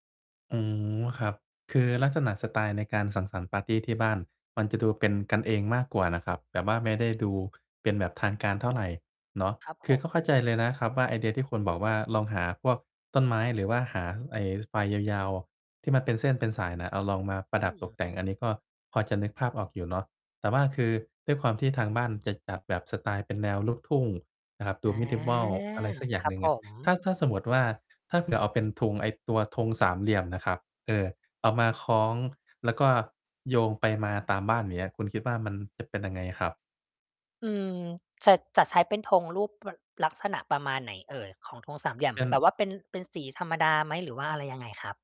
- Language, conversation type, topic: Thai, advice, จะปรับสภาพแวดล้อมอย่างไรเพื่อช่วยให้สร้างนิสัยใหม่ได้สำเร็จ?
- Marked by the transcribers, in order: distorted speech; "ธง" said as "ธุง"; other background noise